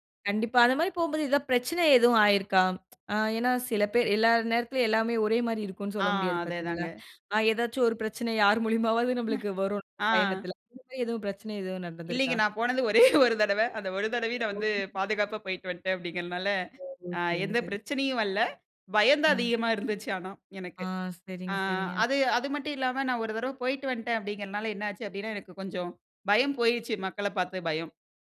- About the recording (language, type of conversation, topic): Tamil, podcast, தனியாகப் பயணம் செய்த போது நீங்கள் சந்தித்த சவால்கள் என்னென்ன?
- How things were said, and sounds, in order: other noise; chuckle; unintelligible speech; "வரல" said as "வல்ல"